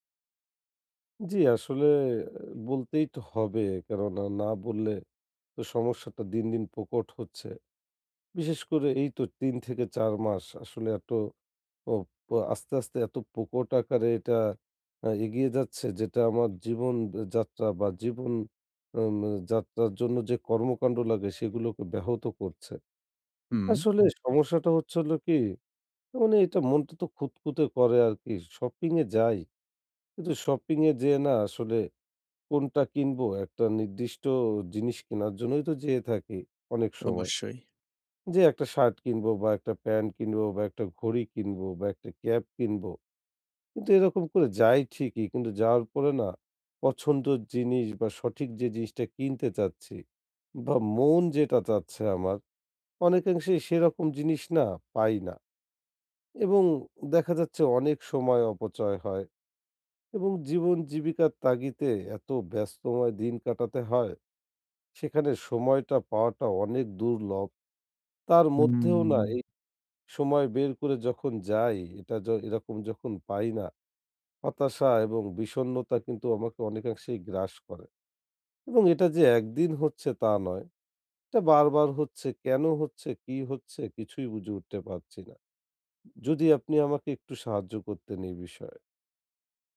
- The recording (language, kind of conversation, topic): Bengali, advice, শপিং করার সময় আমি কীভাবে সহজে সঠিক পণ্য খুঁজে নিতে পারি?
- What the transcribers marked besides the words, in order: tapping